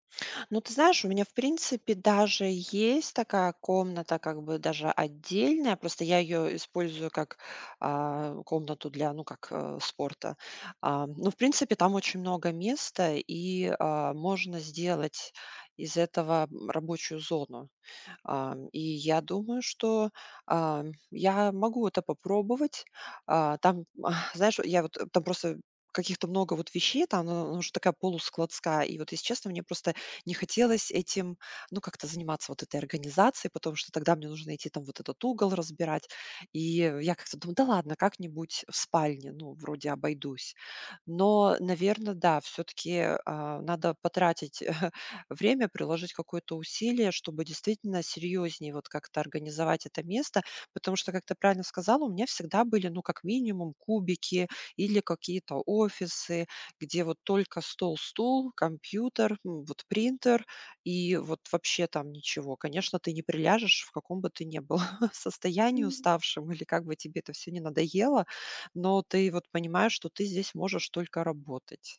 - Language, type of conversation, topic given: Russian, advice, Почему мне не удаётся придерживаться утренней или рабочей рутины?
- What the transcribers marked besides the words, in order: chuckle; chuckle